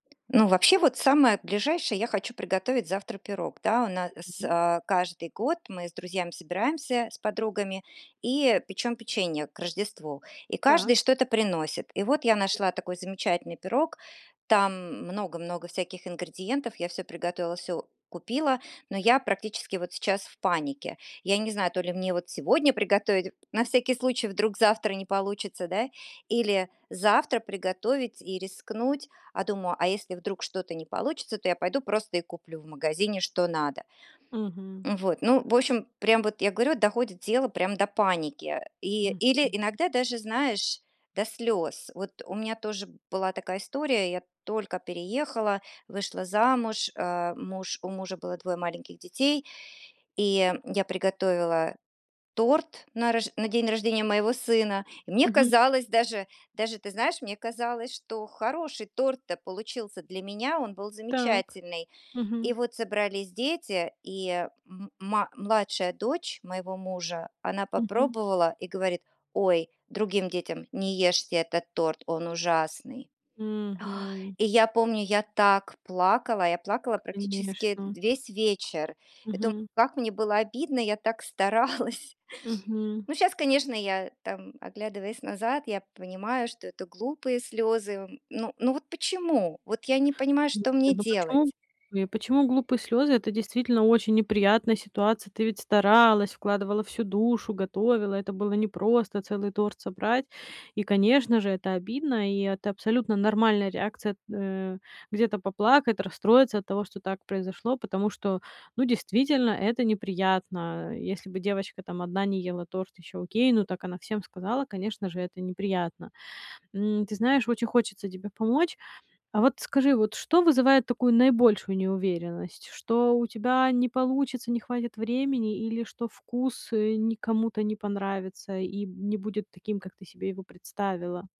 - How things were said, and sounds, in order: tapping; other noise; sigh; laughing while speaking: "так старалась"; other background noise
- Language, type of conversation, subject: Russian, advice, Как перестать бояться ошибок, когда готовишь новые блюда?